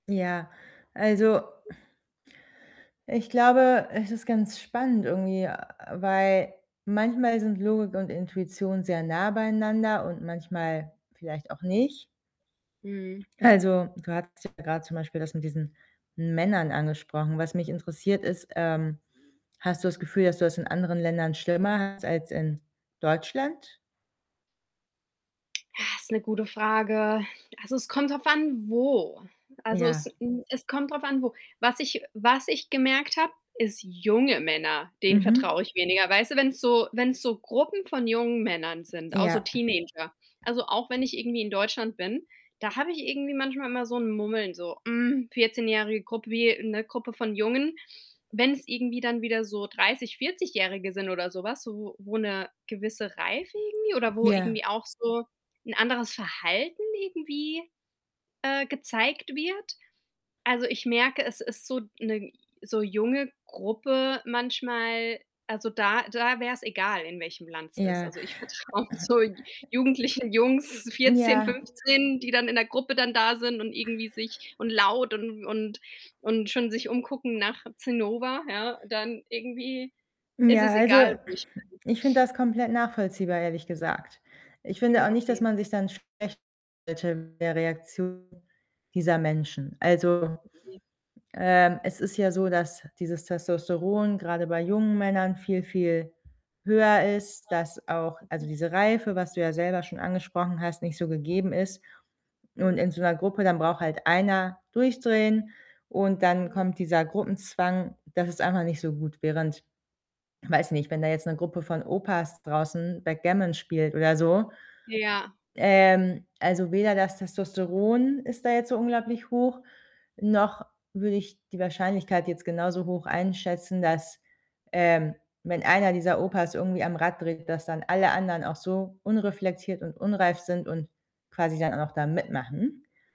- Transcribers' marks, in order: static; other background noise; sigh; distorted speech; stressed: "junge"; laughing while speaking: "vertraue so"; other noise; throat clearing; unintelligible speech; tapping
- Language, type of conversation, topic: German, advice, Wie entscheide ich, wann ich auf Logik und wann auf meine Intuition hören sollte?